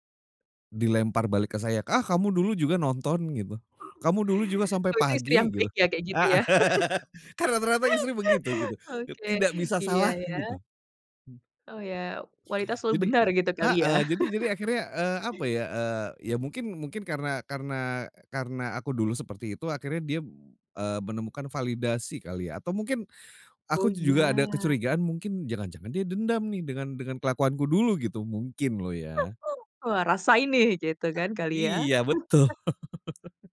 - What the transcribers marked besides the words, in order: chuckle; chuckle; laugh; chuckle; chuckle; other background noise; chuckle; tapping; laugh
- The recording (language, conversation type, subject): Indonesian, podcast, Apa pendapatmu tentang fenomena menonton maraton belakangan ini?